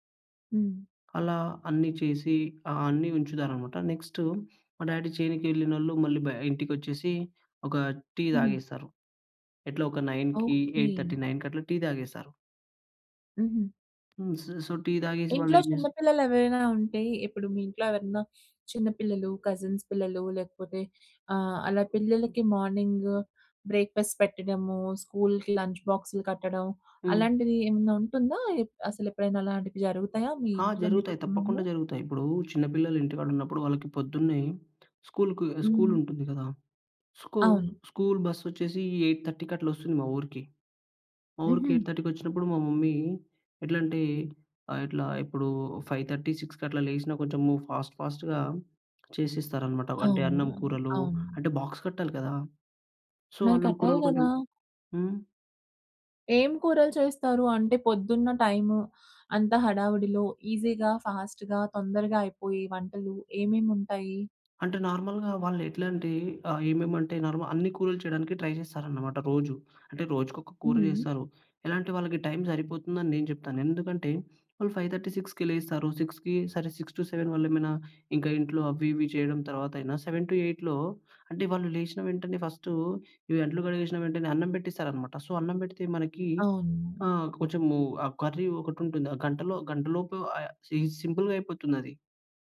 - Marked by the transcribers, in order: in English: "నెక్స్ట్"; in English: "డ్యాడీ"; in English: "నైన్‌కి ఎయిట్ థర్టీ నైన్‌కి"; tapping; in English: "సొ, సో"; sniff; in English: "కజిన్స్"; in English: "బ్రేక్‌ఫాస్ట్"; in English: "లంచ్"; in English: "ఎయిట్ థర్టీ‌కి"; in English: "ఎయిట్ థర్టీకి"; in English: "మమ్మీ"; in English: "ఫైవ్ థర్టీ సిక్స్‌కి"; in English: "ఫాస్ట్ ఫాస్ట్‌గా"; in English: "బాక్స్"; in English: "సో"; in English: "ఈసీ‌గా, ఫాస్ట్‌గా"; in English: "నార్మల్‍గా"; in English: "నార్మల్"; in English: "ట్రై"; in English: "టైమ్"; in English: "ఫైవ్ థర్టీ సిక్స్‌కి"; in English: "సిక్స్‌కి"; in English: "సిక్స్ టు సెవెన్"; in English: "సెవెన్ టు ఎయిట్‌లో"; in English: "సో"; in English: "కర్రీ"; in English: "సింపుల్‌గా"
- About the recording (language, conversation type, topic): Telugu, podcast, మీ కుటుంబం ఉదయం ఎలా సిద్ధమవుతుంది?